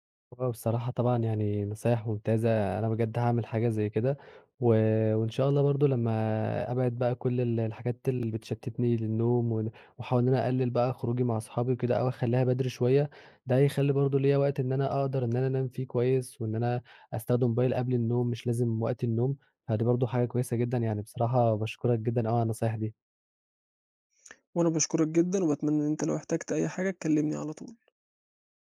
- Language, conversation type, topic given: Arabic, advice, إزاي أوصف مشكلة النوم والأرق اللي بتيجي مع الإجهاد المزمن؟
- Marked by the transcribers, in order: unintelligible speech